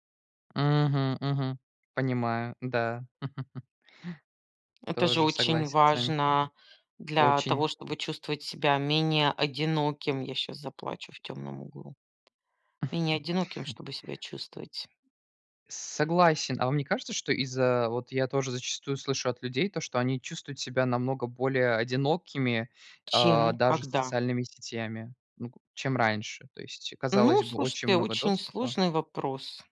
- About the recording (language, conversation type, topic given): Russian, unstructured, Как технологии изменили повседневную жизнь человека?
- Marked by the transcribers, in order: chuckle; tapping; chuckle; other noise